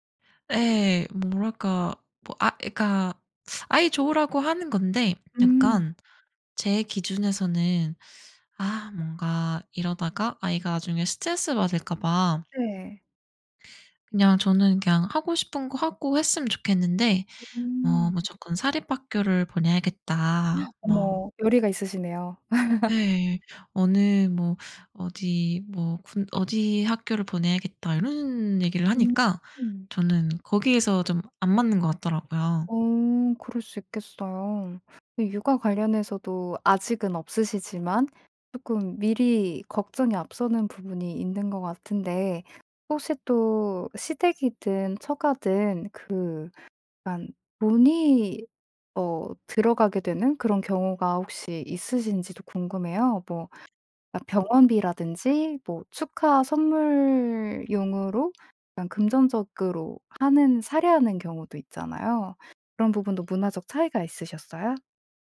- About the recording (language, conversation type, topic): Korean, podcast, 시댁과 처가와는 어느 정도 거리를 두는 게 좋을까요?
- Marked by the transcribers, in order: other background noise; gasp; laugh; tapping